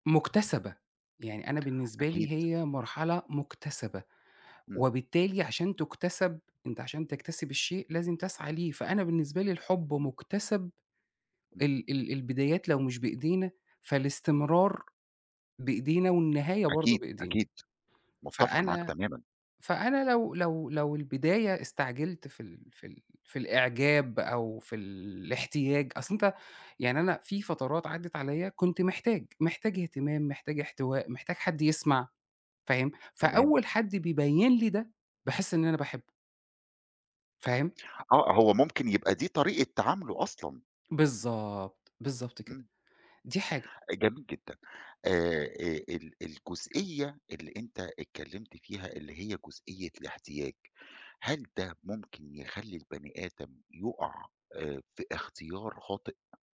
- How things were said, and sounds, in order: none
- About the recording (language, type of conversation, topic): Arabic, podcast, إزاي بتعرف إن ده حب حقيقي؟